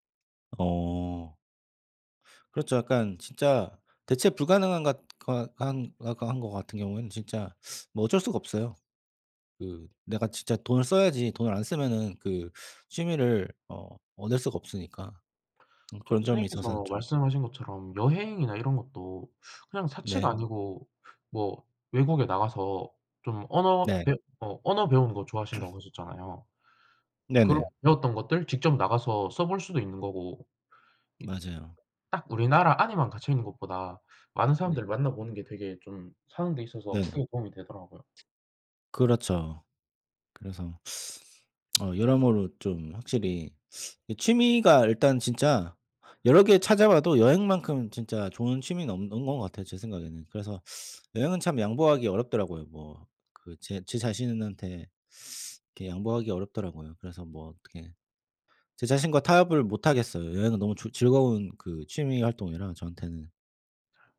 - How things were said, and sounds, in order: tapping; teeth sucking; throat clearing; other background noise; teeth sucking; other noise; teeth sucking; teeth sucking
- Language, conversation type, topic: Korean, unstructured, 취미 활동에 드는 비용이 너무 많을 때 상대방을 어떻게 설득하면 좋을까요?